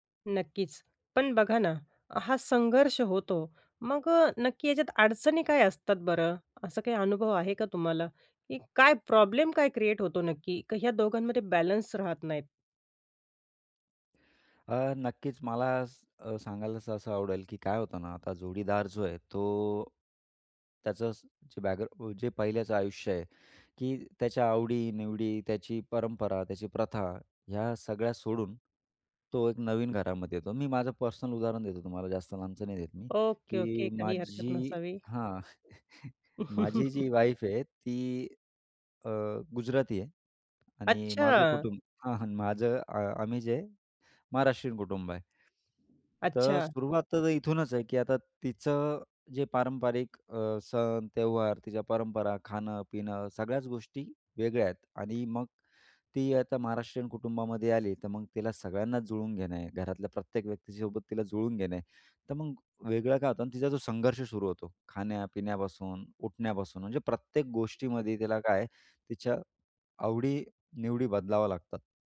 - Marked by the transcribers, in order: chuckle; other noise; chuckle; tapping; other background noise
- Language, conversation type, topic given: Marathi, podcast, कुटुंब आणि जोडीदार यांच्यात संतुलन कसे साधावे?